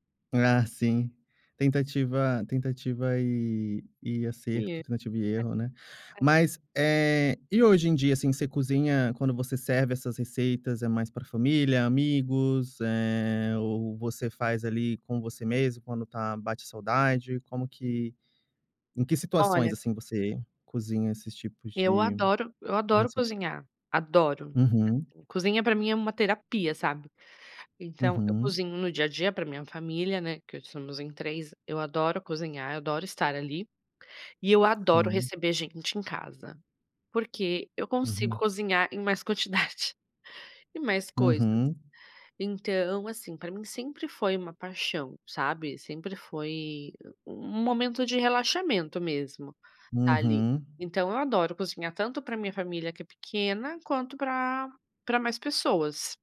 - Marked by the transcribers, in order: laughing while speaking: "Ah sim"; unintelligible speech; laughing while speaking: "quantidade"
- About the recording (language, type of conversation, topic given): Portuguese, podcast, Como a cozinha da sua avó influenciou o seu jeito de cozinhar?